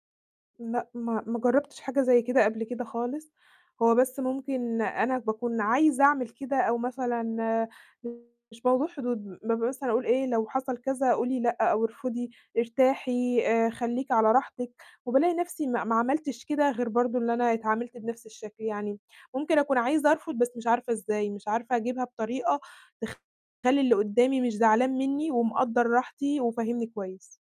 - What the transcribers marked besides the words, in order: unintelligible speech; distorted speech
- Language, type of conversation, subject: Arabic, advice, إزاي أحط حدود في علاقاتي الاجتماعية وأحافظ على وقت فراغي؟